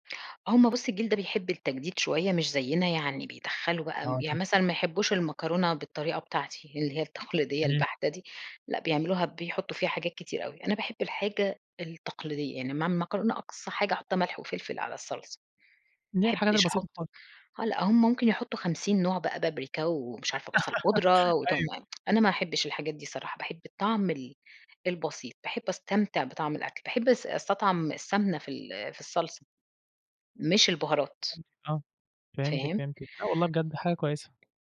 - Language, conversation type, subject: Arabic, podcast, إزاي بتورّثوا العادات والأكلات في بيتكم؟
- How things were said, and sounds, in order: laugh; tsk